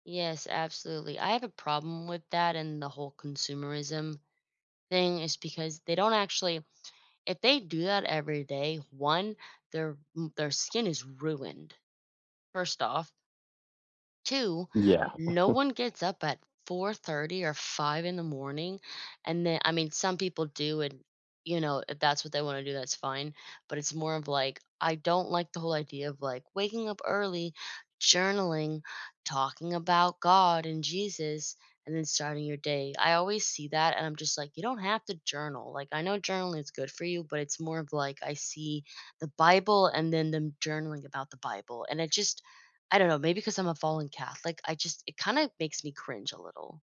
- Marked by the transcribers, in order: chuckle; other background noise
- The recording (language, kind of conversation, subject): English, unstructured, What makes a morning routine work well for you?